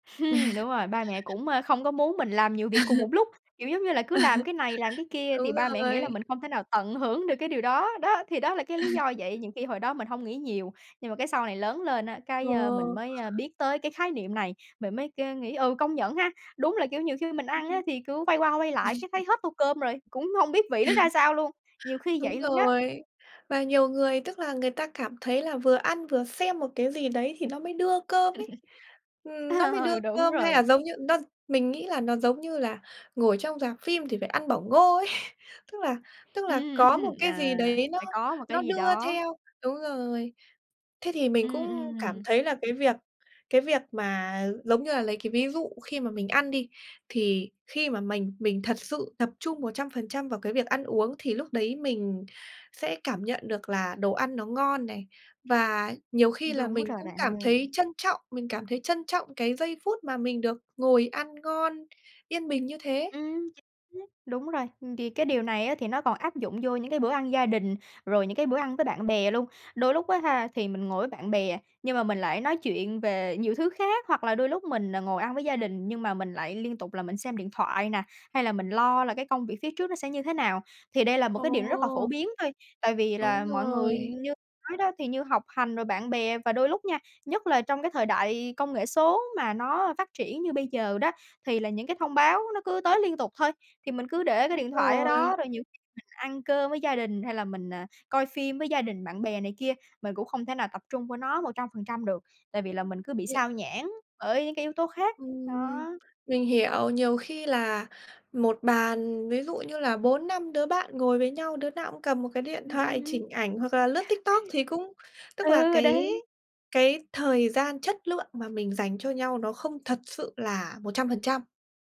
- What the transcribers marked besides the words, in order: laugh; laugh; chuckle; tapping; unintelligible speech; laugh; laugh; laugh; laughing while speaking: "Ờ, đúng rồi"; laughing while speaking: "ấy"; laughing while speaking: "Ừm"; other background noise; laugh; laughing while speaking: "Ừ"
- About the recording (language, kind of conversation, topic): Vietnamese, podcast, Bạn định nghĩa chánh niệm một cách đơn giản như thế nào?